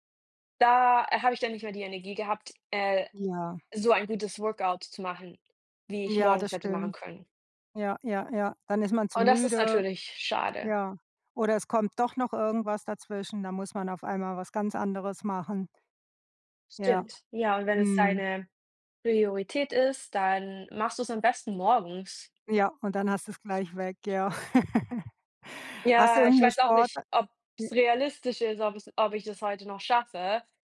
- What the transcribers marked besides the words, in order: chuckle
- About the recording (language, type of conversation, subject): German, unstructured, Welche Sportarten machst du am liebsten und warum?
- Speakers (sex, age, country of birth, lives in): female, 30-34, Germany, Germany; female, 55-59, Germany, United States